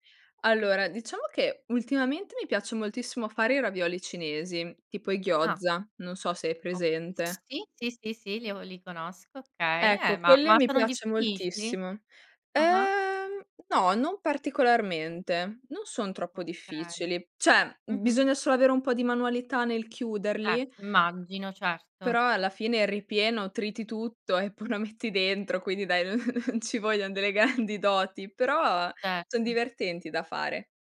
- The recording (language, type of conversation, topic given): Italian, podcast, Come gestisci lo stress nella vita di tutti i giorni?
- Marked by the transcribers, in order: chuckle; laughing while speaking: "non ci voglion delle grandi doti"; breath